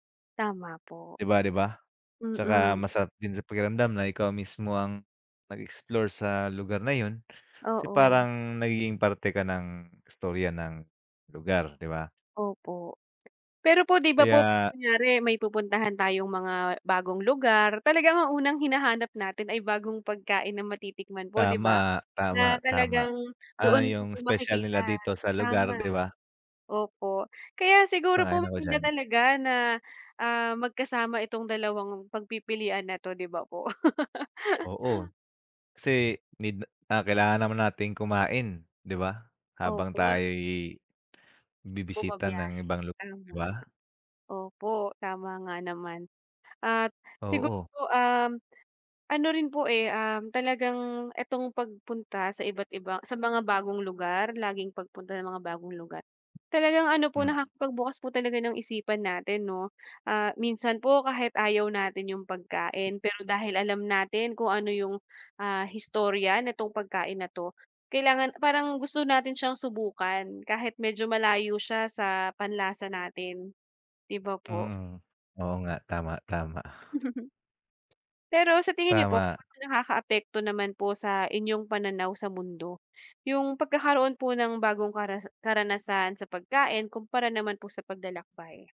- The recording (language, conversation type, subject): Filipino, unstructured, Mas gusto mo bang laging may bagong pagkaing matitikman o laging may bagong lugar na mapupuntahan?
- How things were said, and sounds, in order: chuckle; tapping; laughing while speaking: "Mhm"